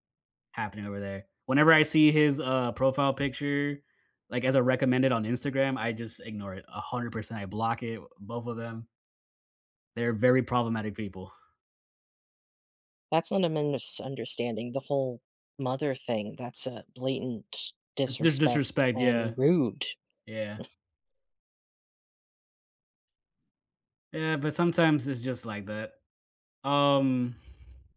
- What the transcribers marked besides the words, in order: "misunderstanding" said as "minusderstanding"; scoff
- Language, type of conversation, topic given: English, unstructured, What worries you most about losing a close friendship because of a misunderstanding?
- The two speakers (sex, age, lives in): male, 30-34, United States; male, 35-39, United States